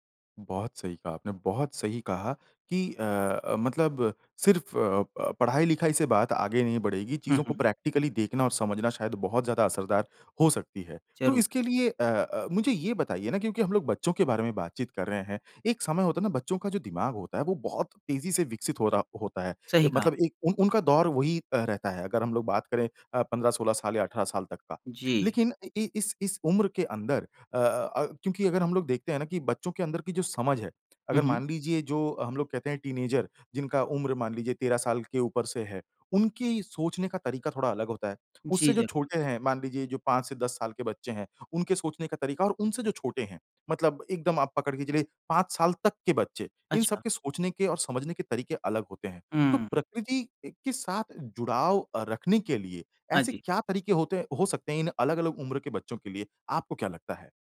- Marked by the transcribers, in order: in English: "प्रैक्टिकली"; in English: "टीनएजर"
- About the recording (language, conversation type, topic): Hindi, podcast, बच्चों को प्रकृति से जोड़े रखने के प्रभावी तरीके